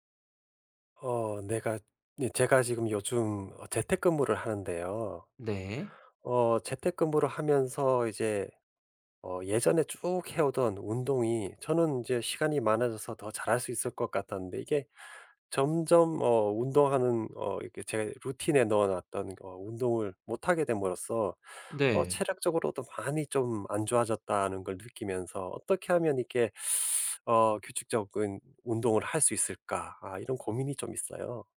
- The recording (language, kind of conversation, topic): Korean, advice, 바쁜 일정 때문에 규칙적으로 운동하지 못하는 상황을 어떻게 설명하시겠어요?
- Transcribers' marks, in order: none